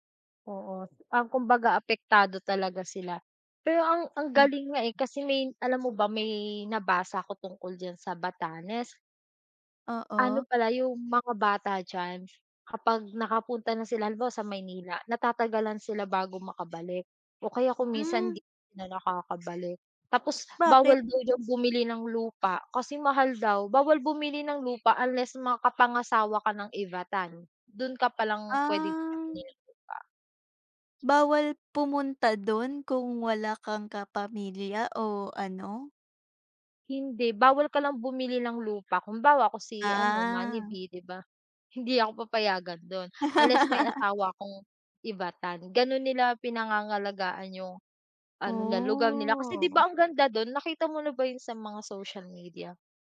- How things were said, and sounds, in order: other background noise; tapping; other noise; "halimbawa" said as "kumbawa"; drawn out: "Ah"; laugh; drawn out: "Oh!"
- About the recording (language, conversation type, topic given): Filipino, unstructured, Paano nakaaapekto ang heograpiya ng Batanes sa pamumuhay ng mga tao roon?